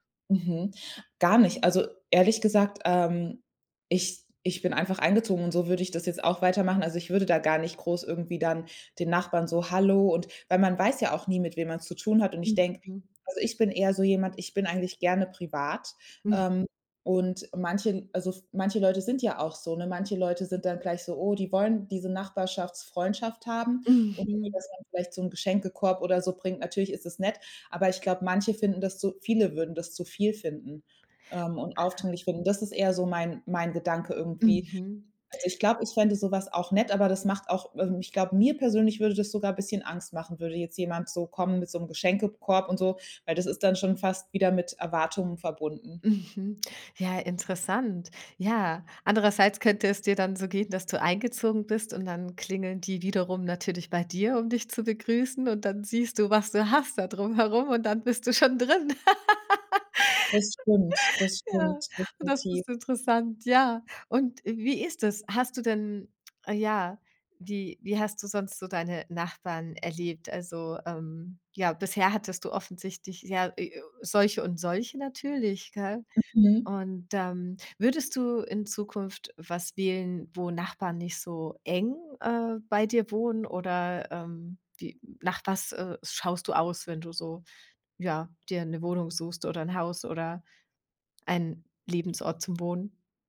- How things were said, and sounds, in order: laugh
- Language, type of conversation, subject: German, podcast, Wie kann man das Vertrauen in der Nachbarschaft stärken?